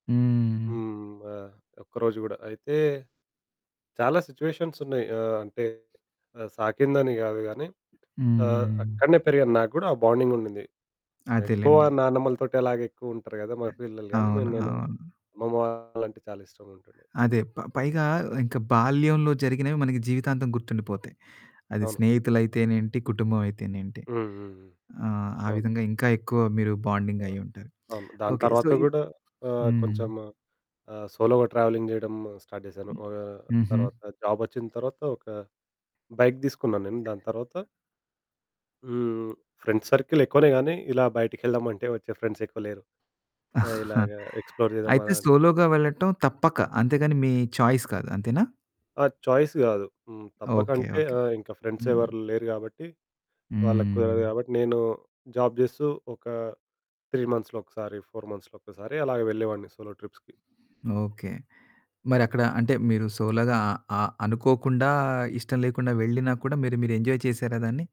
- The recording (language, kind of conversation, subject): Telugu, podcast, పాత బాధలను విడిచిపెట్టేందుకు మీరు ఎలా ప్రయత్నిస్తారు?
- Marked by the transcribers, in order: other background noise; distorted speech; in English: "బాండింగ్"; in English: "బాండింగ్"; in English: "సో"; in English: "సోలోగా ట్రావెలింగ్"; in English: "స్టార్ట్"; in English: "జాబ్"; in English: "బైక్"; in English: "ఫ్రెండ్స్ సర్కిల్"; in English: "ఫ్రెండ్స్"; chuckle; in English: "ఎక్స్‌ప్లో‌ర్"; in English: "సోలోగా"; in English: "చాయిస్"; in English: "చాయిస్"; in English: "ఫ్రెండ్స్"; in English: "జాబ్"; in English: "త్రీ మంత్స్‌లో"; in English: "ఫోర్ మంత్స్‌లో"; in English: "సోలో ట్రిప్స్‌కి"; in English: "సోలోగా"; in English: "ఎంజాయ్"